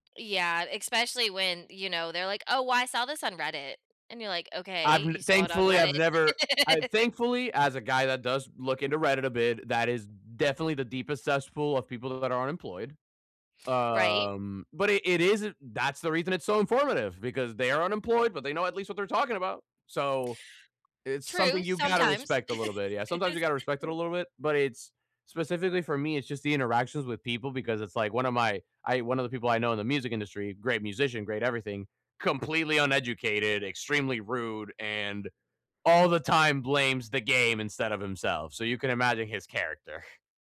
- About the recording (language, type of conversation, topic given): English, unstructured, How do you balance your time and energy so you can show up for the people you care about?
- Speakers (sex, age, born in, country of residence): female, 40-44, United States, United States; male, 20-24, Venezuela, United States
- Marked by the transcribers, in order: laugh; tapping; laugh; chuckle